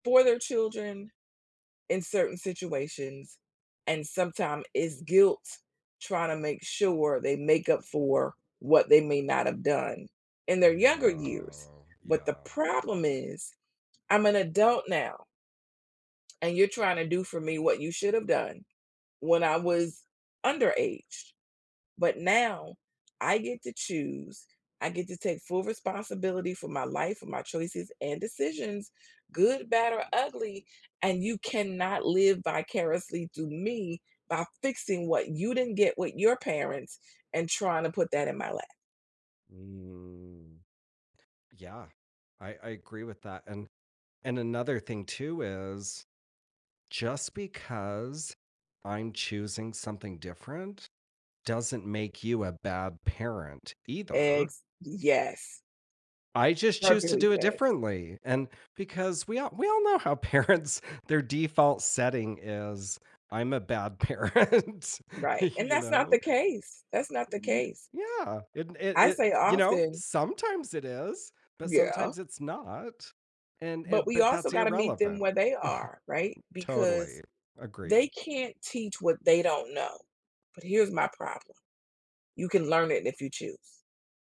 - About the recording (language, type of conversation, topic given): English, unstructured, What is your opinion of family members who try to control your decisions?
- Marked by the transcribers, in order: drawn out: "Yeah"; tapping; laughing while speaking: "parents"; laughing while speaking: "parent"; other background noise; chuckle